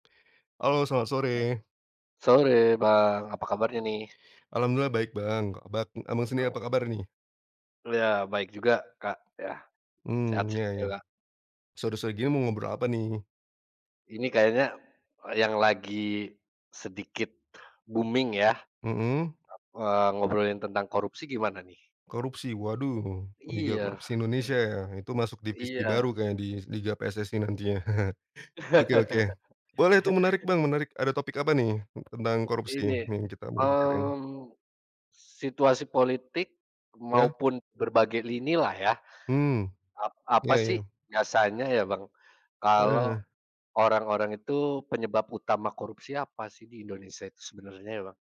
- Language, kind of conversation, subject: Indonesian, unstructured, Bagaimana kamu menanggapi masalah korupsi yang masih terjadi?
- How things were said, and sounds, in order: other background noise; unintelligible speech; in English: "booming"; chuckle; laugh; tapping